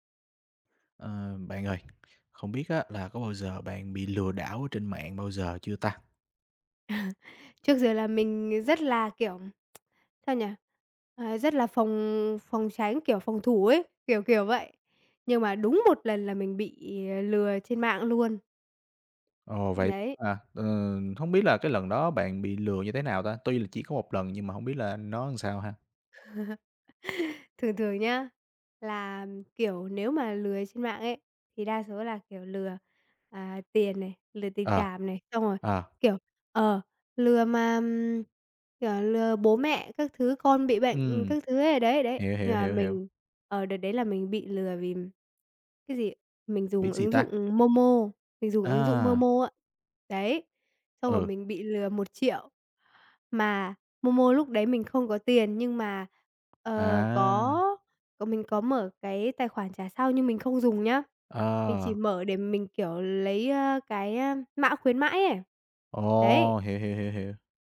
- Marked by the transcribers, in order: tapping; laughing while speaking: "Ờ"; tsk; other background noise; chuckle
- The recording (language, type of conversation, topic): Vietnamese, podcast, Bạn có thể kể về lần bạn bị lừa trên mạng và bài học rút ra từ đó không?